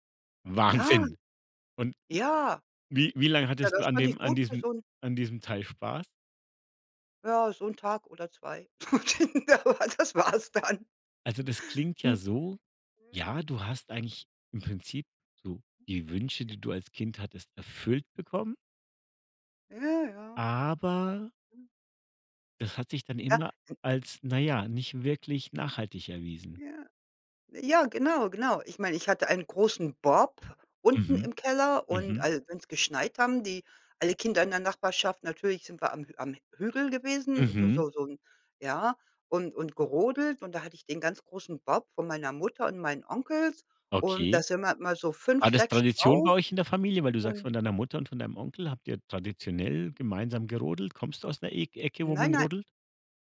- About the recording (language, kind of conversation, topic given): German, podcast, Was war dein liebstes Spielzeug in deiner Kindheit?
- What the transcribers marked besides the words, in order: stressed: "Wahnsinn"; laugh; laughing while speaking: "Das war’s dann"; other noise